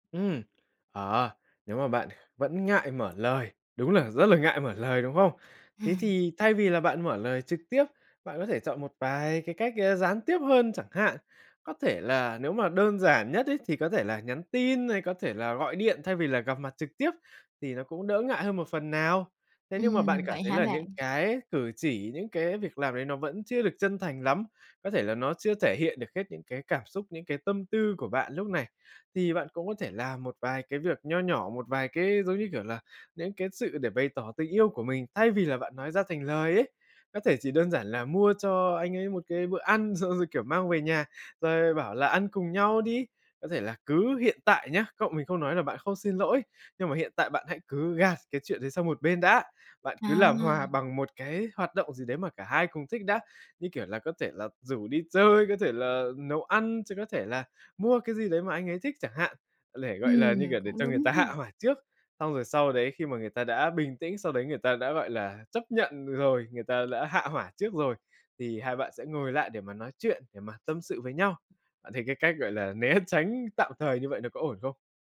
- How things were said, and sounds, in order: tapping; laughing while speaking: "Ừm"; laughing while speaking: "xong rồi"; laughing while speaking: "né"
- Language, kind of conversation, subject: Vietnamese, advice, Làm thế nào để xin lỗi một cách chân thành khi tôi không biết phải thể hiện ra sao?